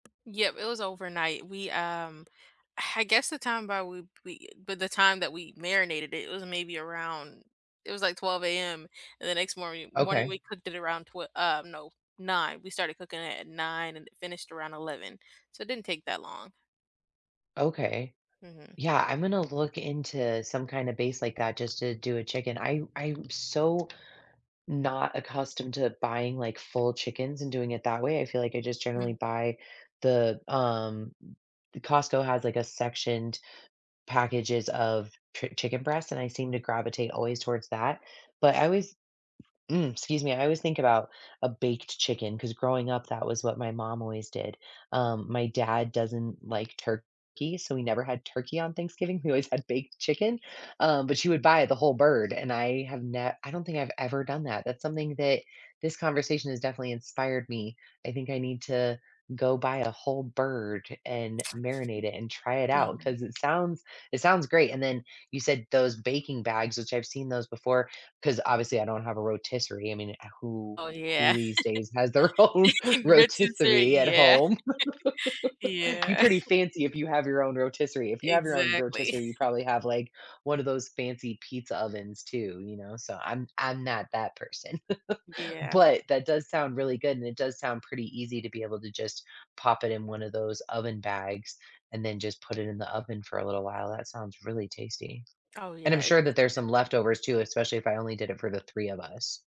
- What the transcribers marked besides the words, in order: tapping; other background noise; laughing while speaking: "their own"; laugh; laugh; chuckle; chuckle
- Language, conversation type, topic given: English, unstructured, What’s the best meal you’ve had lately, and what made it feel special to you?
- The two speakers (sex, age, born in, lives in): female, 18-19, United States, United States; female, 40-44, United States, United States